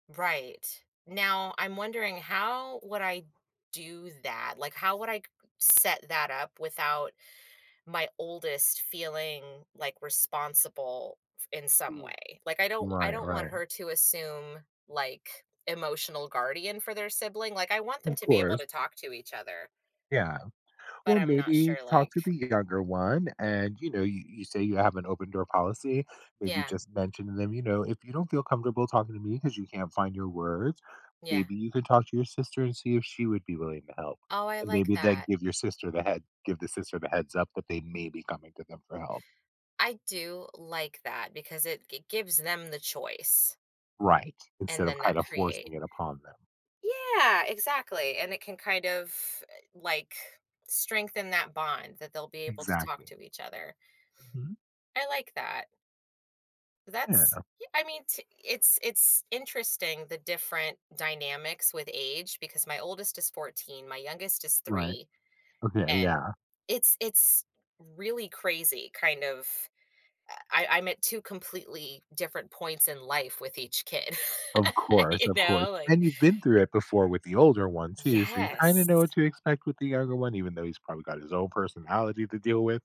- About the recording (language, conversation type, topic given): English, advice, How can I manage feeling overwhelmed by daily responsibilities?
- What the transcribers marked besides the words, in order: other background noise; laugh; laughing while speaking: "you know"